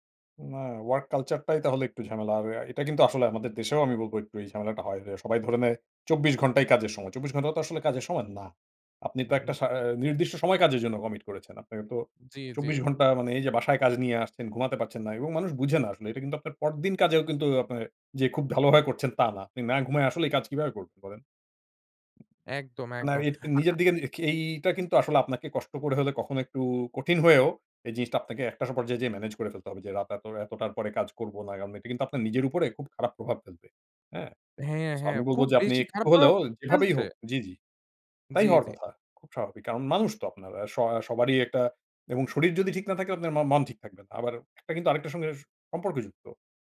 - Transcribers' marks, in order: in English: "work culture"; in English: "কমিট"
- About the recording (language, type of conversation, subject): Bengali, advice, ডেডলাইন চাপের মধ্যে নতুন চিন্তা বের করা এত কঠিন কেন?